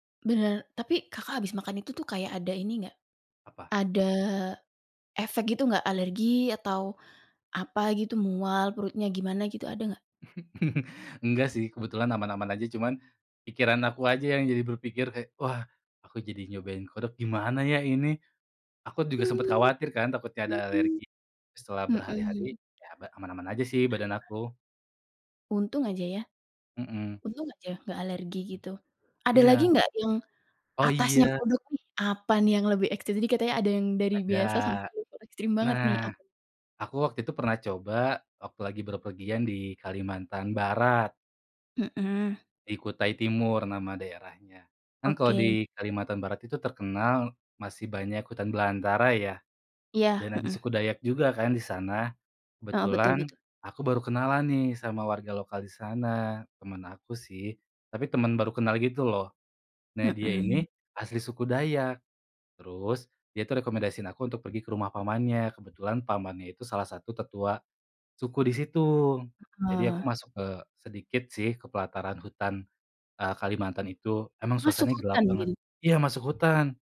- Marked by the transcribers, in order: chuckle; other background noise; tapping
- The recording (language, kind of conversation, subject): Indonesian, podcast, Pernahkah kamu mencoba makanan ekstrem saat bepergian, dan bagaimana pengalamanmu?